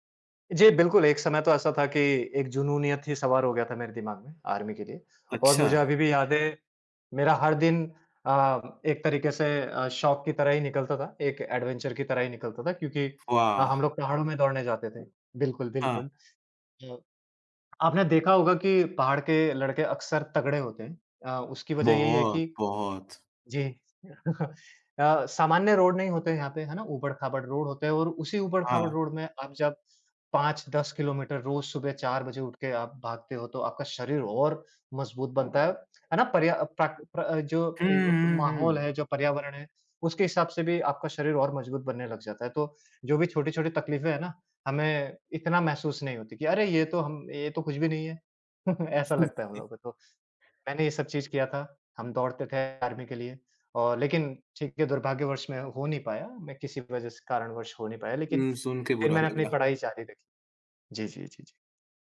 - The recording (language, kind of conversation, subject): Hindi, podcast, आपका पसंदीदा शौक कौन-सा है, और आपने इसे कैसे शुरू किया?
- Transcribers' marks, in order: in English: "आर्मी"; in English: "एडवेंचर"; chuckle; in English: "रोड"; in English: "रोड"; in English: "रोड"; chuckle; in English: "आर्मी"